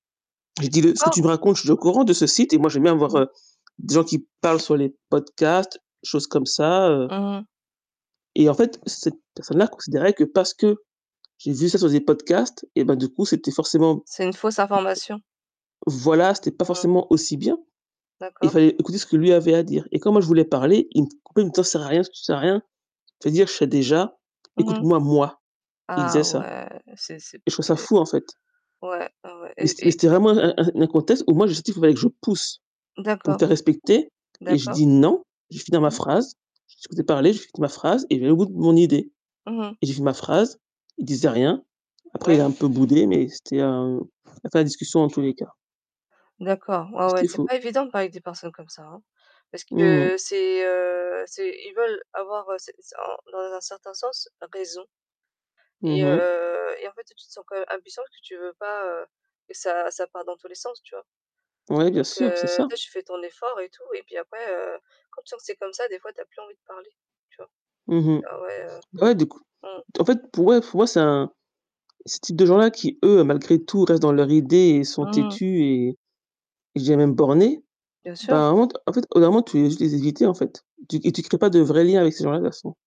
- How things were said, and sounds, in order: unintelligible speech; distorted speech; tapping; static; stressed: "parlent"; stressed: "moi"; unintelligible speech; stressed: "pousse"; stressed: "Non"; stressed: "raison"; gasp; stressed: "eux"; stressed: "tout"; stressed: "idée"
- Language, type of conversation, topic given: French, unstructured, Comment trouves-tu un compromis quand tu es en désaccord avec un proche ?